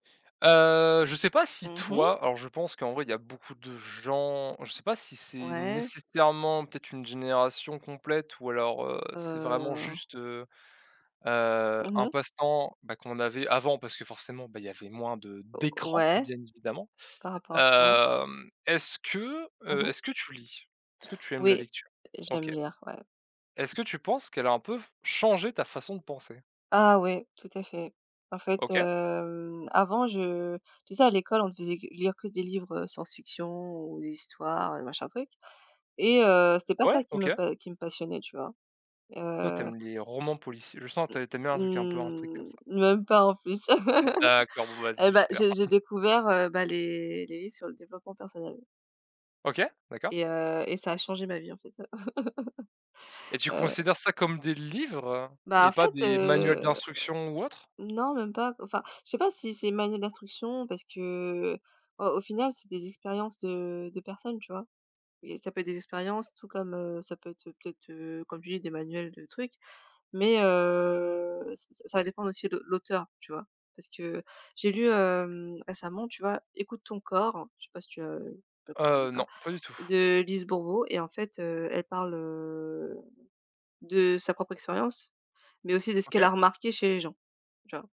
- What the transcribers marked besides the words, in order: stressed: "d'écrans"; drawn out: "hem"; drawn out: "mmh"; laugh; chuckle; laugh; drawn out: "heu"; drawn out: "heu"; drawn out: "hem"; unintelligible speech; drawn out: "heu"; stressed: "remarqué"
- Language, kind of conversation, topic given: French, unstructured, Comment la lecture peut-elle changer notre façon de penser ?